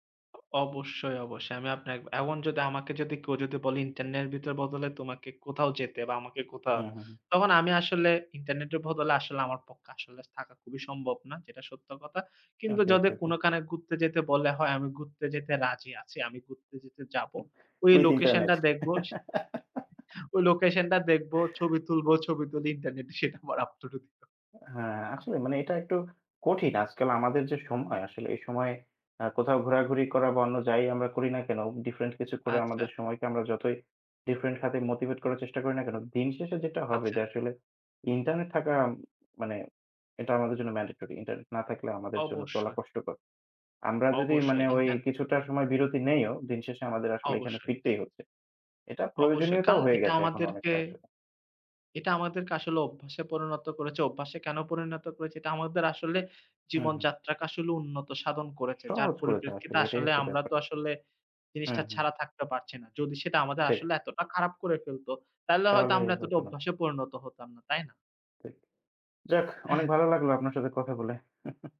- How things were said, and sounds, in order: other background noise; "পক্ষে" said as "পক্কা"; "কোনোখানে" said as "কোনোকানে"; tapping; chuckle; unintelligible speech; laughing while speaking: "সেটা আবার upload ও দিব"; unintelligible speech; chuckle
- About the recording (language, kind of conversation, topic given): Bengali, unstructured, ইন্টারনেট ছাড়া আপনার একটি দিন কেমন কাটবে বলে মনে হয়?